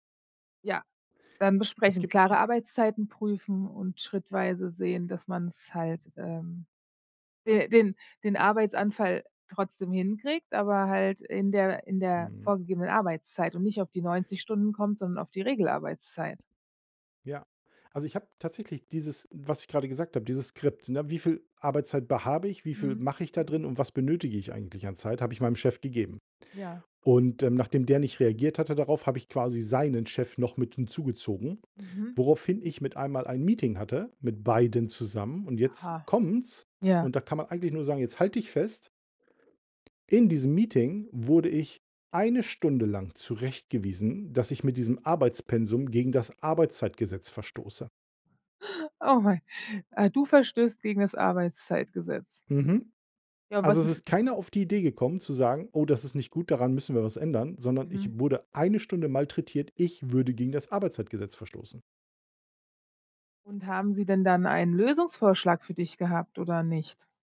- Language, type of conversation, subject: German, advice, Wie viele Überstunden machst du pro Woche, und wie wirkt sich das auf deine Zeit mit deiner Familie aus?
- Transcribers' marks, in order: other noise; stressed: "beiden"